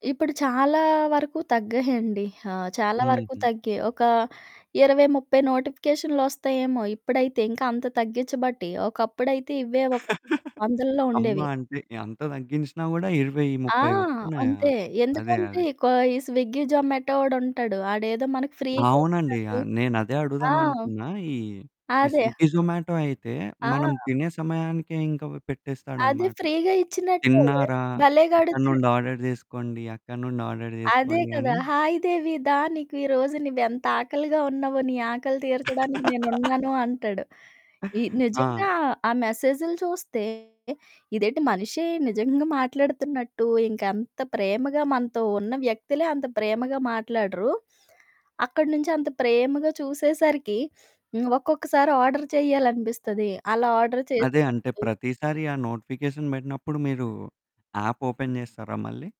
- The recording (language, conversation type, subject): Telugu, podcast, మీ దృష్టి నిలకడగా ఉండేందుకు మీరు నోటిఫికేషన్లను ఎలా నియంత్రిస్తారు?
- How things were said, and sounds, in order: laugh; in English: "ఫ్రీగా"; distorted speech; other background noise; in English: "ఫ్రీగా"; in English: "ఆర్డర్"; in English: "ఆర్డర్"; laugh; in English: "ఆర్డర్"; in English: "ఆర్డర్"; in English: "నోటిఫికేషన్"; in English: "ఆప్ ఓపెన్"